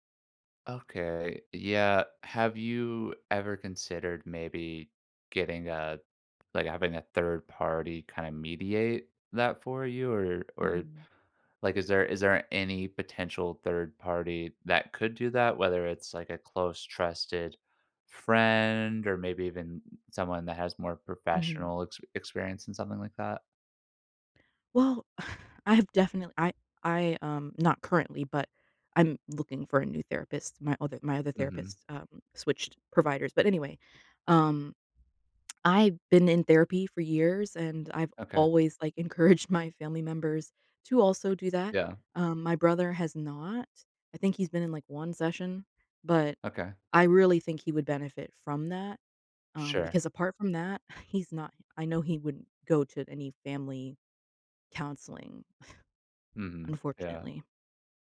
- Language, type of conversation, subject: English, advice, How can I address ongoing tension with a close family member?
- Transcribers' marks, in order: sigh; lip smack; laughing while speaking: "encouraged"; laughing while speaking: "he's"